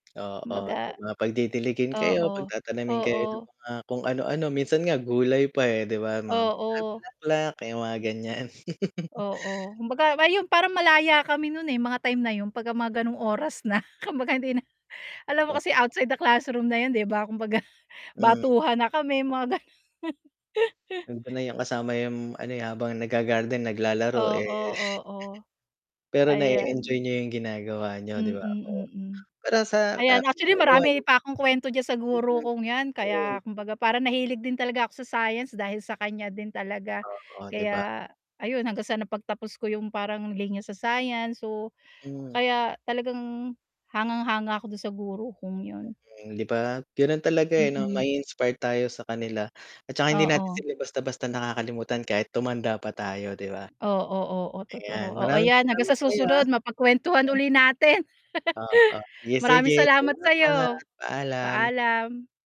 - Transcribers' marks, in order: tapping; distorted speech; chuckle; static; chuckle; chuckle; other background noise; chuckle
- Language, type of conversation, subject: Filipino, unstructured, Paano mo ilalarawan ang pinakamagandang guro na naranasan mo?